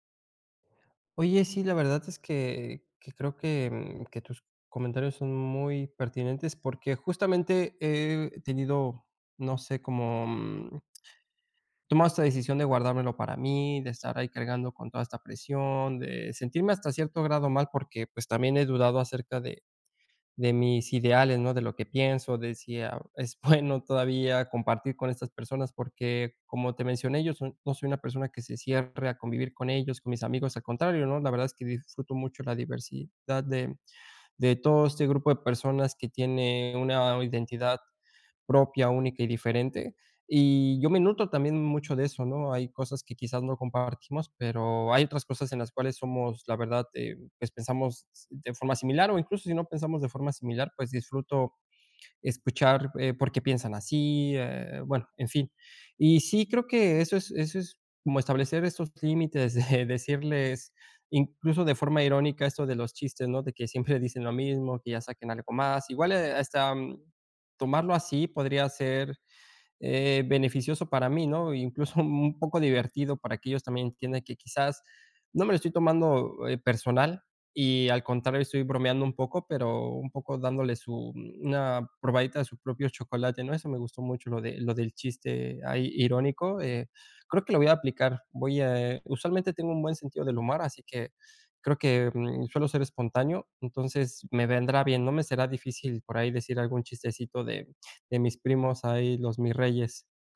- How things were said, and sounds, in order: laughing while speaking: "bueno"; laughing while speaking: "de"; laughing while speaking: "siempre"; laughing while speaking: "Incluso"; "humor" said as "humar"
- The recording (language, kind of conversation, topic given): Spanish, advice, ¿Cómo puedo mantener mis valores cuando otras personas me presionan para actuar en contra de mis convicciones?